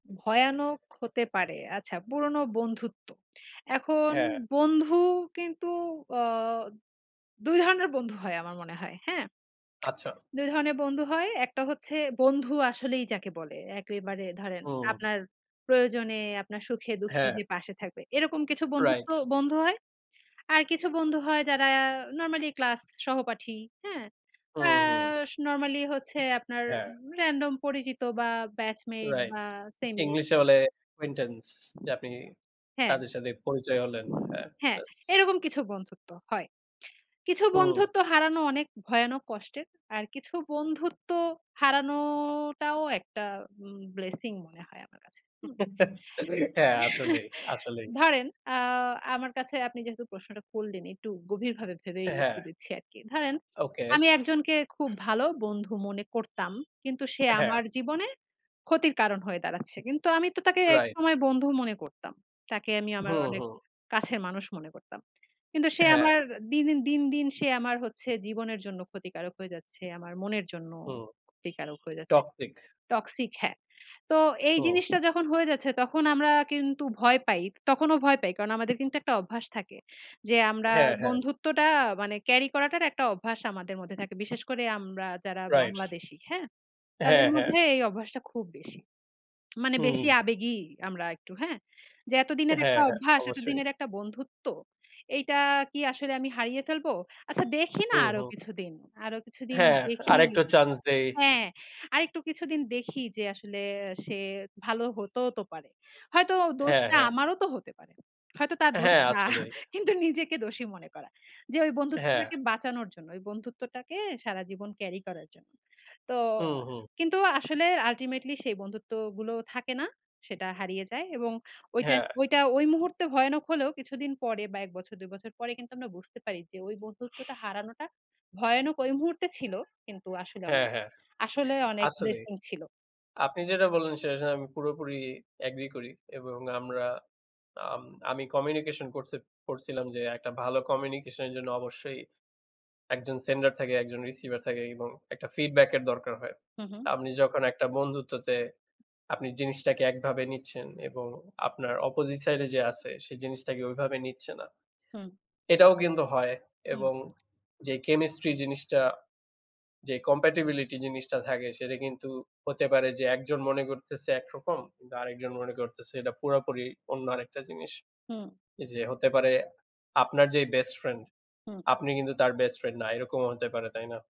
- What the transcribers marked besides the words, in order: tapping; in English: "কুইন্টেন্স"; blowing; drawn out: "হারানোটাও"; chuckle; horn; grunt; other background noise; laughing while speaking: "না। কিন্তু"; "অপজিট" said as "অপজি"; in English: "কম্পেটিব্লিটি"
- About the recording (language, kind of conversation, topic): Bengali, unstructured, তোমার কি মনে হয় পুরোনো বন্ধুত্ব হারানো খুব ভয়ানক?